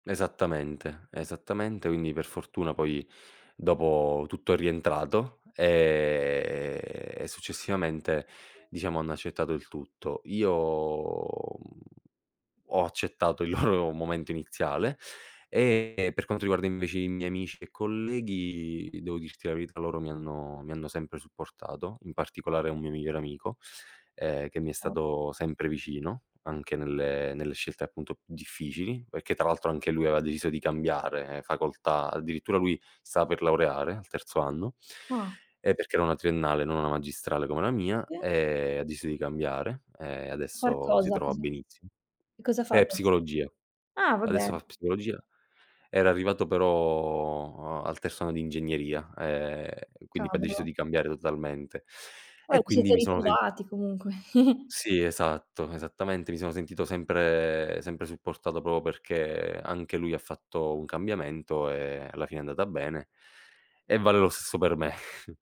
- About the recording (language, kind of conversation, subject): Italian, podcast, Che cosa ti ha aiutato a superare la paura di cambiare?
- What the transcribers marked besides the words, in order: drawn out: "e"; other background noise; drawn out: "Io"; laughing while speaking: "il loro"; chuckle; chuckle